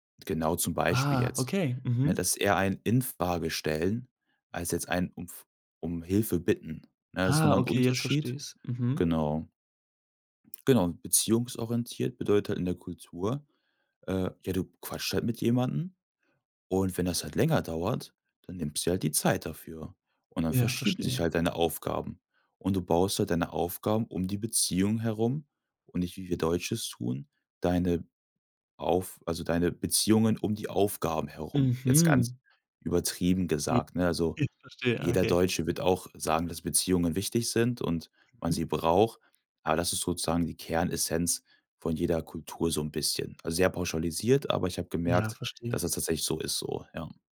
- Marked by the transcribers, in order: unintelligible speech; chuckle
- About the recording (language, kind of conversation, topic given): German, podcast, Erzählst du von einer Person, die dir eine Kultur nähergebracht hat?